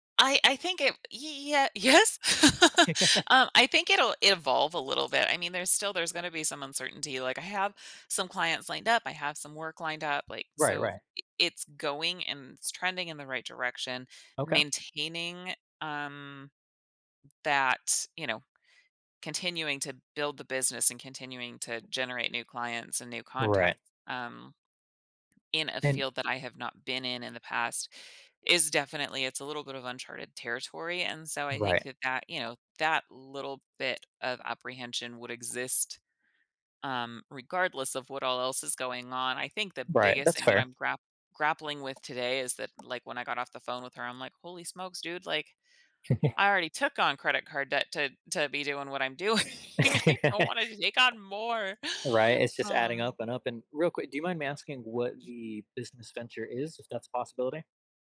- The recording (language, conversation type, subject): English, advice, How can I celebrate a recent achievement and build confidence?
- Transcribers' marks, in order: chuckle; other background noise; chuckle; laugh; laughing while speaking: "doing"; inhale